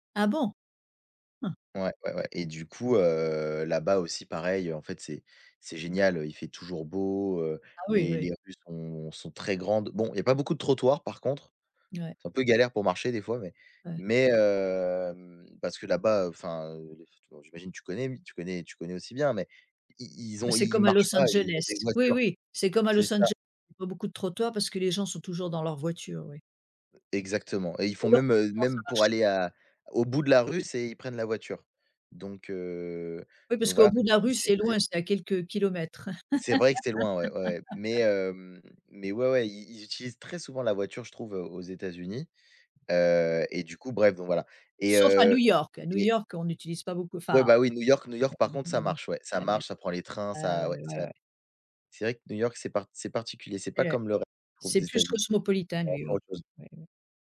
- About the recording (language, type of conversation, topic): French, unstructured, Qu’est-ce qui te rend heureux dans ta ville ?
- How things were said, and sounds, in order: drawn out: "hem"; tapping; laugh; unintelligible speech